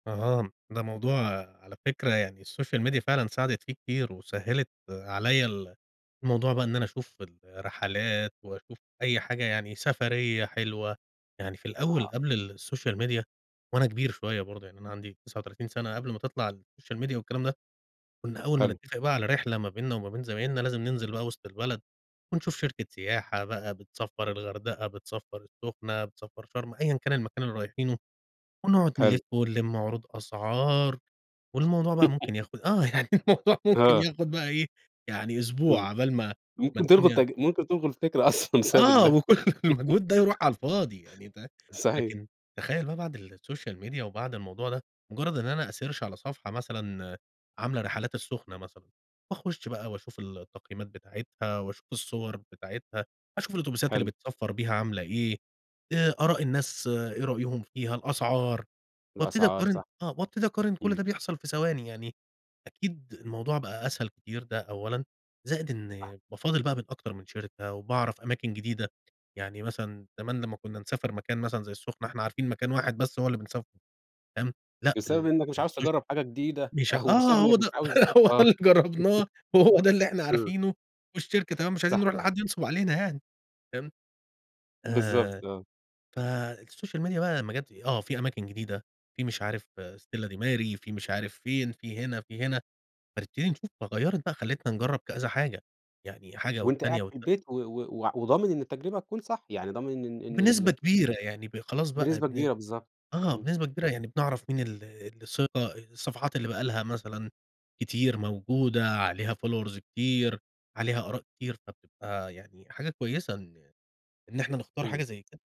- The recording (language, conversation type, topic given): Arabic, podcast, إزاي السوشيال ميديا غيّرت اختياراتك في الترفيه؟
- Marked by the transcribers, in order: tapping; in English: "الSocial Media"; in English: "الSocial Media"; in English: "الSocial Media"; giggle; laughing while speaking: "يعني الموضوع ممكن ياخد بقى إيه"; laughing while speaking: "الفكرة أصلًا بسبب ال"; laughing while speaking: "وكل المجهود"; laugh; in English: "الSocial Media"; in English: "أsearch"; in English: "الSocial"; laughing while speaking: "أو"; laughing while speaking: "هو ده اللي جرّبناه، وهو ده اللي إحنا عارفينه"; laugh; in English: "الSocial Media"; in English: "followers"